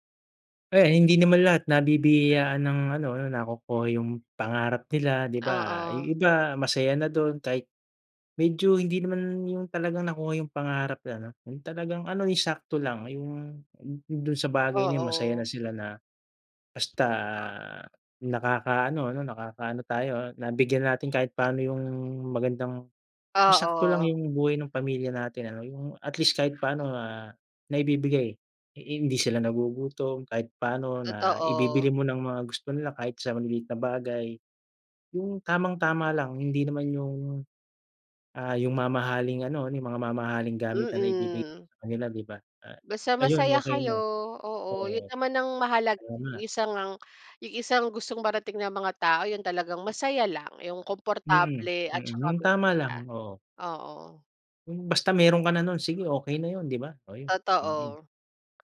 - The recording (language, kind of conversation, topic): Filipino, unstructured, Ano ang nagbibigay sa’yo ng inspirasyon para magpatuloy?
- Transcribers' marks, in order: other background noise